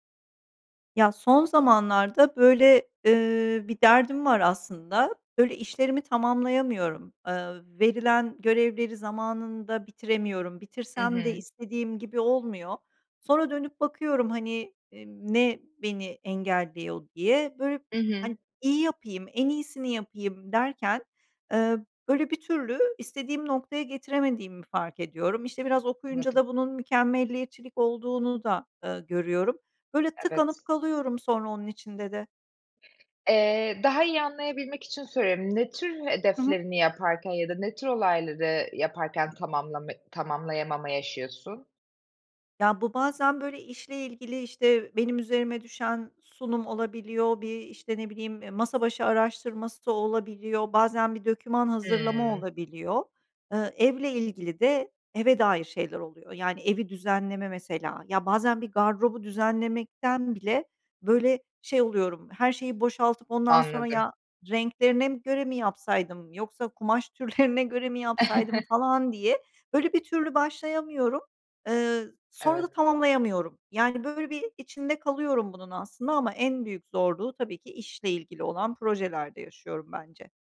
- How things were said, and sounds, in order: other background noise; laughing while speaking: "türlerine"; chuckle
- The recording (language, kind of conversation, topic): Turkish, advice, Mükemmeliyetçilik yüzünden hedeflerini neden tamamlayamıyorsun?